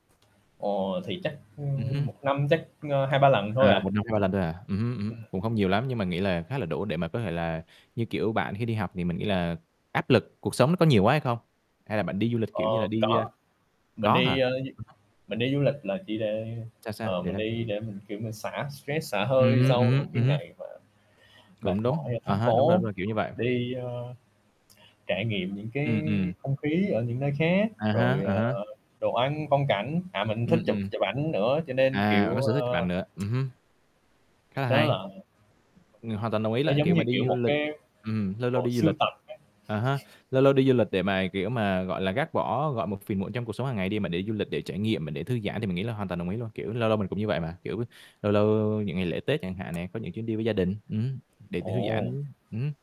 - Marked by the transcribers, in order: static; tapping; unintelligible speech; other background noise; tsk
- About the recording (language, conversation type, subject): Vietnamese, unstructured, Bạn cảm thấy thế nào khi đạt được một mục tiêu trong sở thích của mình?